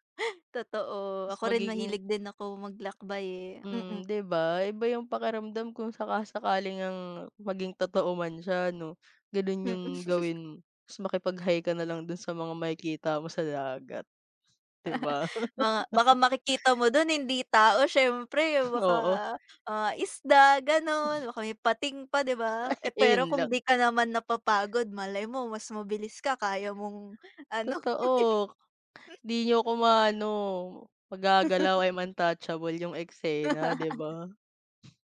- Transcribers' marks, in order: laughing while speaking: "Mm"; laugh; sneeze; laughing while speaking: "Ay"; laugh; laugh; sniff
- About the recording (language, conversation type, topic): Filipino, unstructured, Ano ang gagawin mo kung isang araw ay hindi ka makaramdam ng pagod?